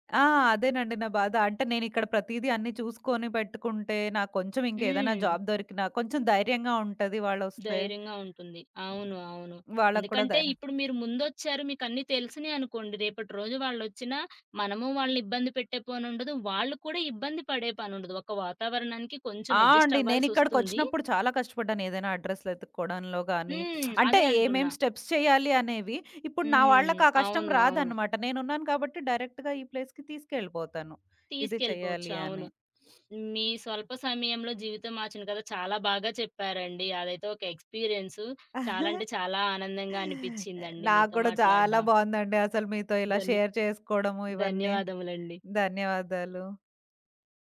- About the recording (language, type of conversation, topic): Telugu, podcast, స్వల్ప కాలంలో మీ జీవితాన్ని మార్చేసిన సంభాషణ ఏది?
- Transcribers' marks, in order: in English: "జాబ్"; in English: "అడ్రెస్‌లెతుక్కోడంలో"; other background noise; lip smack; in English: "స్టెప్స్"; in English: "డైరెక్ట్‌గా"; in English: "ప్లేస్‌కి"; sniff; chuckle; in English: "షేర్"